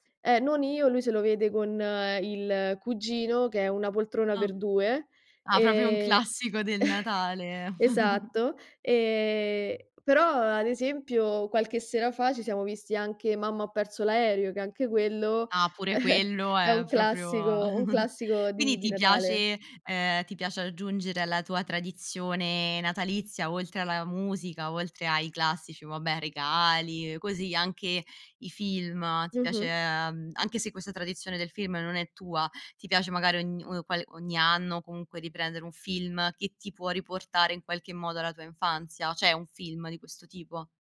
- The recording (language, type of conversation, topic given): Italian, podcast, C’è una canzone che ascolti ogni Natale?
- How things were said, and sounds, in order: "proprio" said as "propio"; chuckle; other background noise; chuckle; chuckle